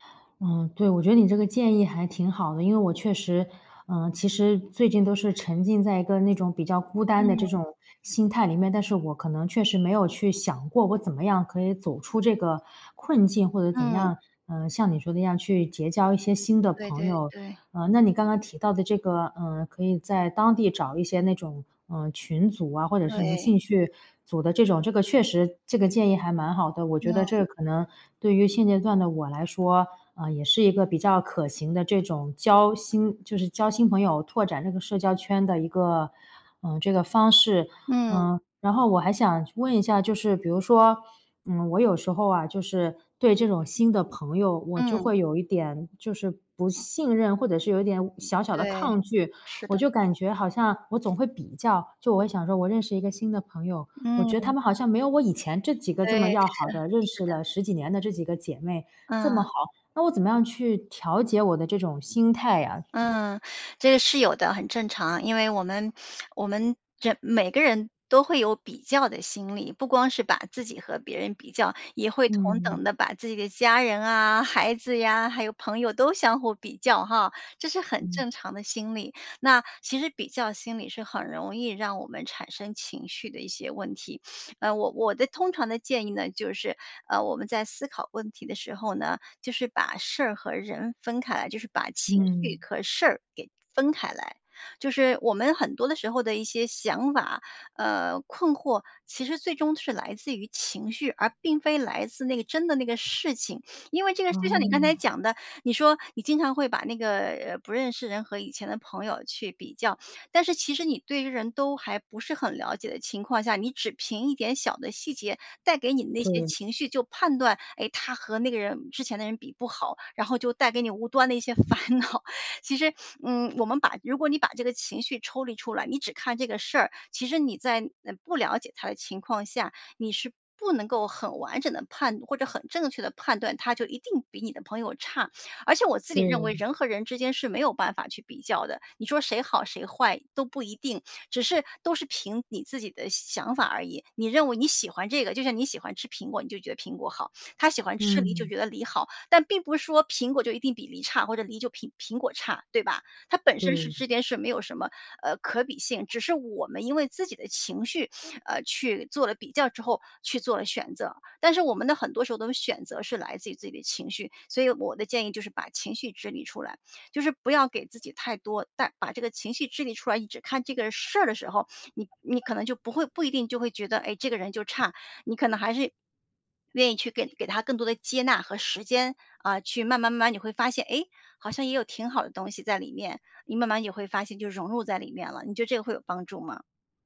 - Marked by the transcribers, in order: other background noise; sniff; sniff; "和" said as "壳"; sniff; sniff; laughing while speaking: "烦恼"; sniff; sniff; sniff; "比" said as "苹"; sniff; sniff; swallow
- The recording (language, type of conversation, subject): Chinese, advice, 朋友圈的变化是如何影响并重塑你的社交生活的？